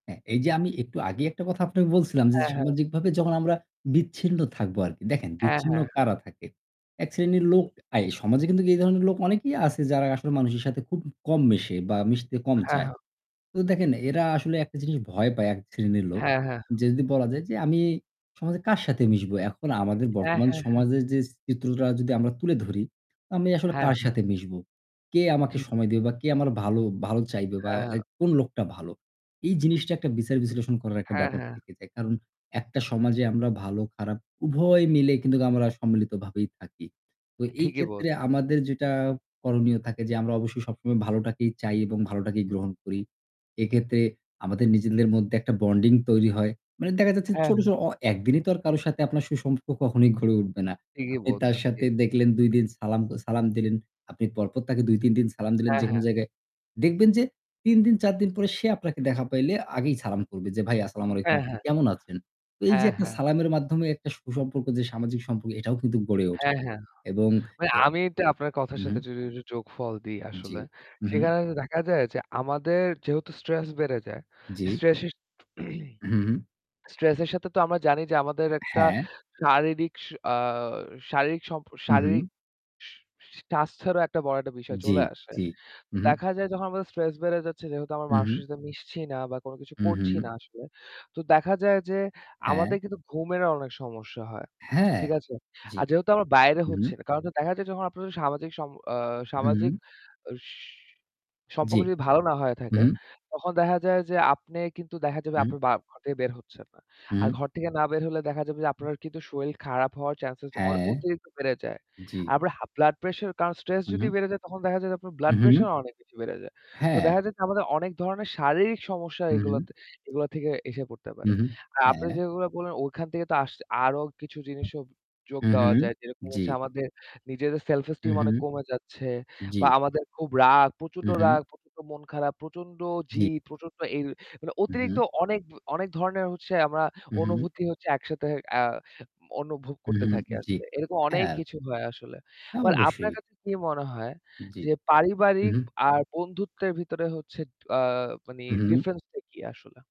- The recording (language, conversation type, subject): Bengali, unstructured, আপনার মতে ভালো সামাজিক সম্পর্ক কেন জরুরি?
- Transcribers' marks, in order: static; tapping; throat clearing; other noise; in English: "সেলফ এস্টিম"; distorted speech